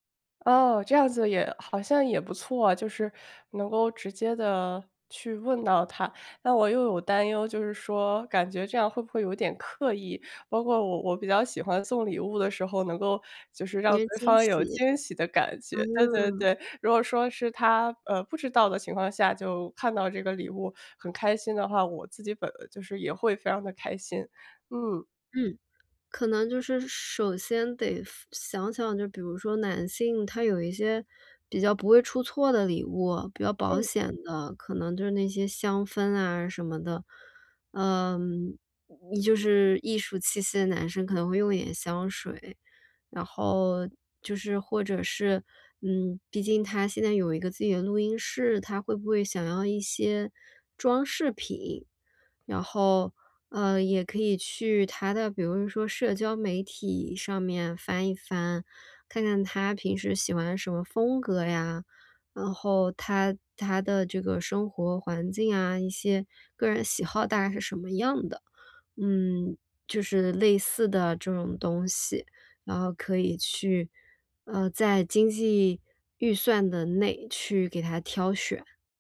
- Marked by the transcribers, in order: unintelligible speech
- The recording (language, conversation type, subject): Chinese, advice, 怎样挑选礼物才能不出错并让对方满意？